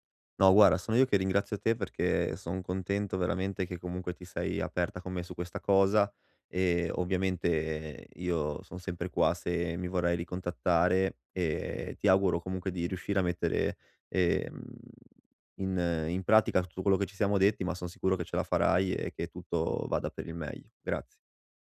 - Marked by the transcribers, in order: "guarda" said as "guara"
- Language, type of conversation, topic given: Italian, advice, Come posso spegnere gli schermi la sera per dormire meglio senza arrabbiarmi?